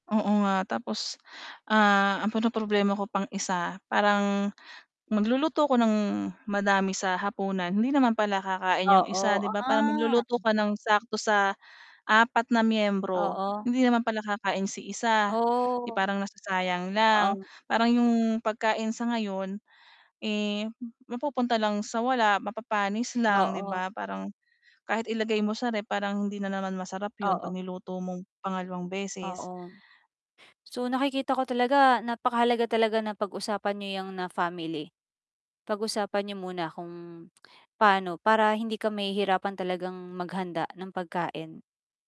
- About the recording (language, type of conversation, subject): Filipino, advice, Paano ako makapaghahanda ng pagkain para sa buong linggo?
- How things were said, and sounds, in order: tapping; static; other background noise; tongue click